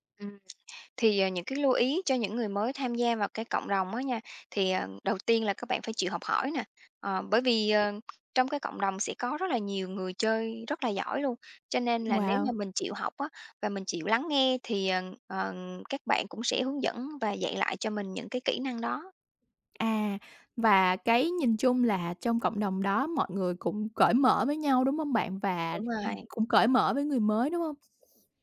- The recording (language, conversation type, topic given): Vietnamese, podcast, Bạn có mẹo nào dành cho người mới bắt đầu không?
- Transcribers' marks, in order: tapping; other background noise